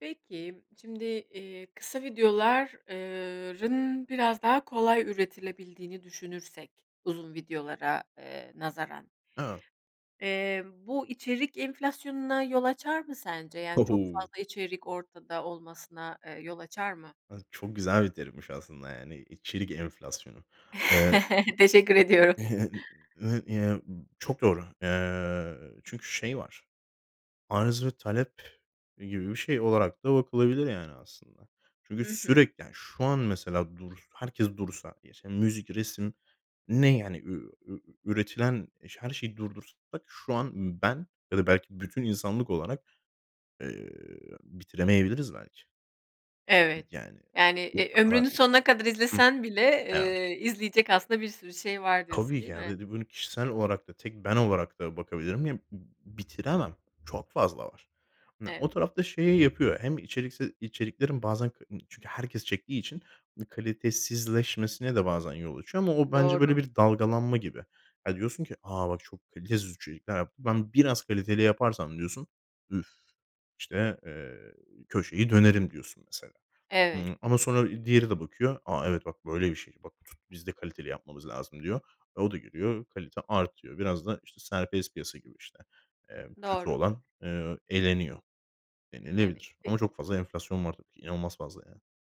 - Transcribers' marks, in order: chuckle; laughing while speaking: "Teşekkür ediyorum"; other background noise; scoff
- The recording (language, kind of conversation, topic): Turkish, podcast, Kısa videolar, uzun formatlı içerikleri nasıl geride bıraktı?